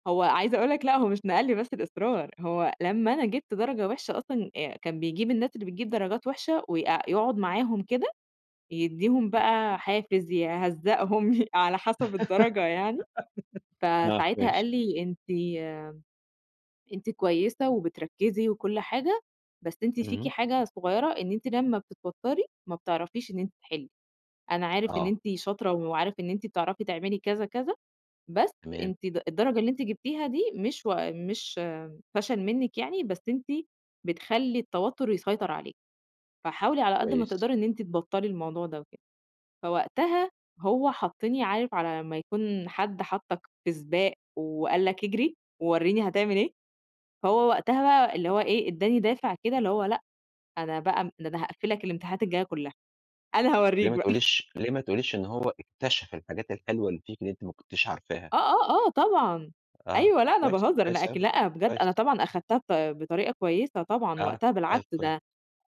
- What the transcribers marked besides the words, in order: unintelligible speech; giggle; laughing while speaking: "يه"; tapping; chuckle
- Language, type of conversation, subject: Arabic, podcast, إيه أكتر حاجة فاكرها عن أول مرة حسّيت إن حياتك اتغيّرت تغيير جذري؟